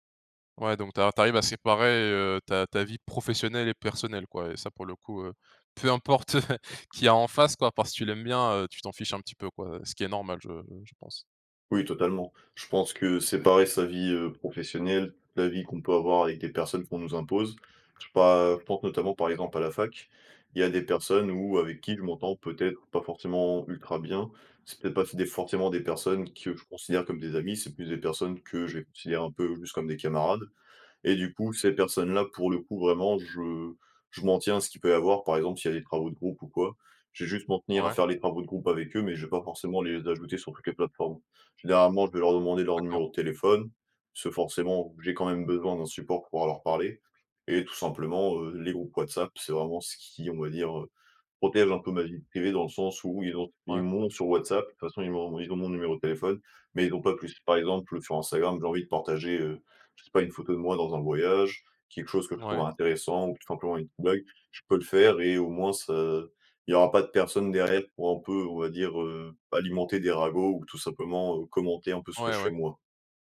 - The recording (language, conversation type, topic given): French, podcast, Comment poses-tu des limites au numérique dans ta vie personnelle ?
- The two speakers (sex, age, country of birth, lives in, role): male, 20-24, France, France, host; male, 20-24, Romania, Romania, guest
- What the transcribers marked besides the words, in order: chuckle; other background noise